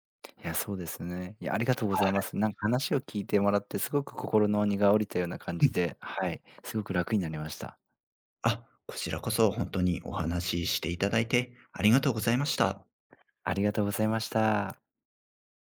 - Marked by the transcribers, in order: none
- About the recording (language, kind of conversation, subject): Japanese, advice, 信頼を損なう出来事があり、不安を感じていますが、どうすればよいですか？